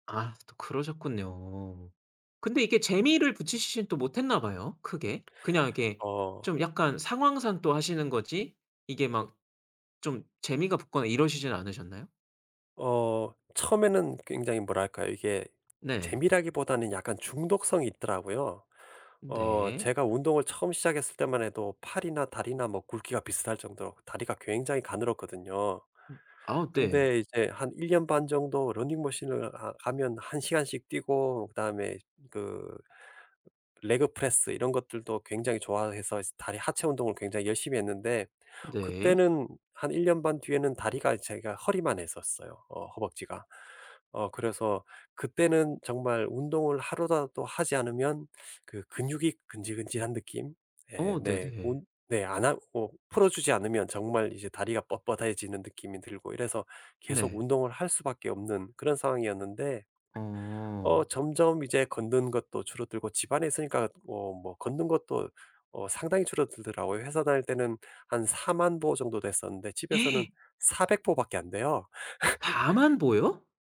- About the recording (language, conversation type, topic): Korean, advice, 바쁜 일정 때문에 규칙적으로 운동하지 못하는 상황을 어떻게 설명하시겠어요?
- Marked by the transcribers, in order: gasp; laugh